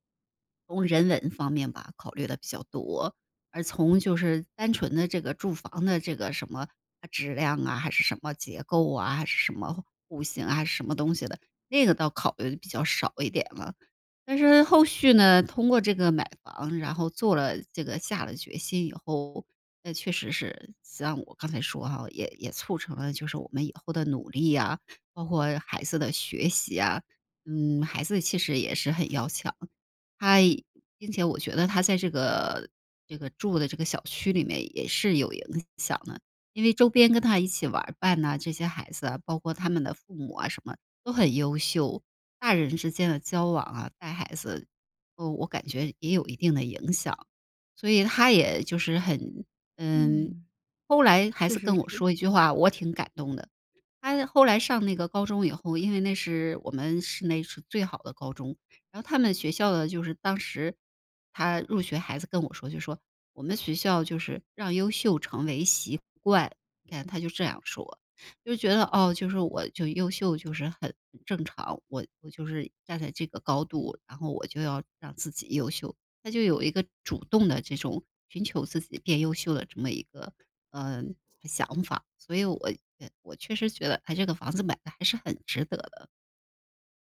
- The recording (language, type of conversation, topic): Chinese, podcast, 你第一次买房的心路历程是怎样？
- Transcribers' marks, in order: other background noise